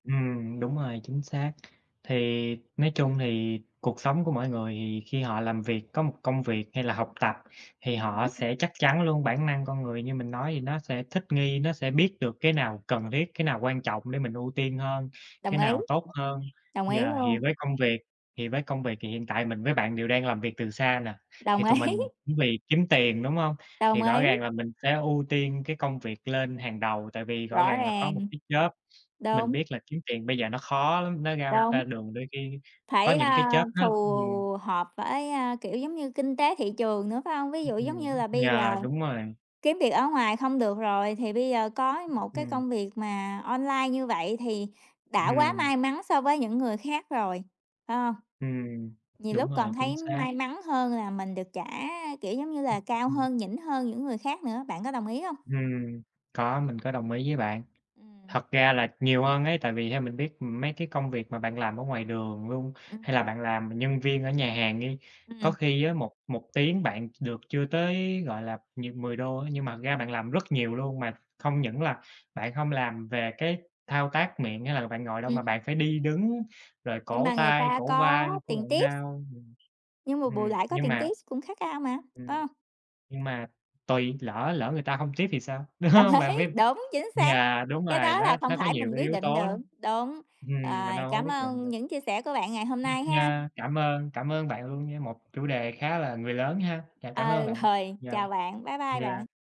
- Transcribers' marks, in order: tapping; other background noise; laughing while speaking: "ý"; in English: "job"; in English: "job"; laughing while speaking: "rồi"
- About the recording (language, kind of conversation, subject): Vietnamese, unstructured, Làm thế nào để duy trì động lực khi học tập và làm việc từ xa?